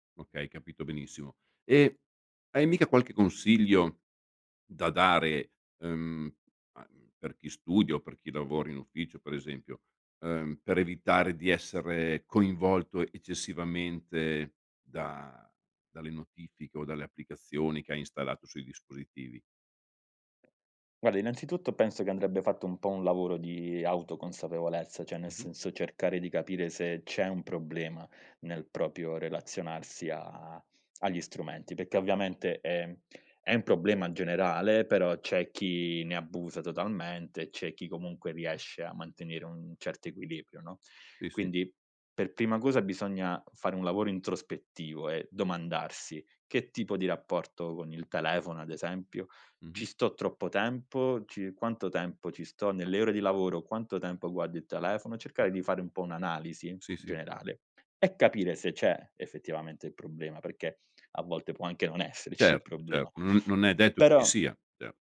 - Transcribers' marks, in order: "cioè" said as "ceh"; "proprio" said as "propio"; "perché" said as "pecchè"; laughing while speaking: "esserci"
- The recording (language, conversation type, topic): Italian, podcast, Quali abitudini aiutano a restare concentrati quando si usano molti dispositivi?